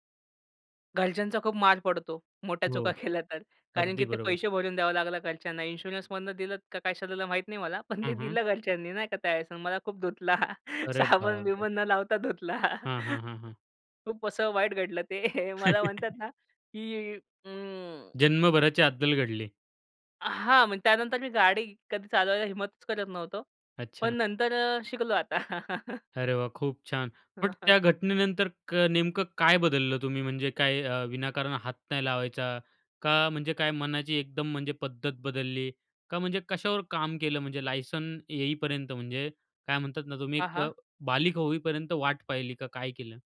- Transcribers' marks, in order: laughing while speaking: "केल्या"; in English: "इन्शुरन्समधनं"; laughing while speaking: "पण ते दिलं"; laughing while speaking: "मला खूप धुतला. साबण-बिबण न लावता धुतला"; chuckle; laughing while speaking: "ते"; chuckle; dog barking; other background noise
- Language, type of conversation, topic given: Marathi, podcast, चूक झाली तर त्यातून कशी शिकलात?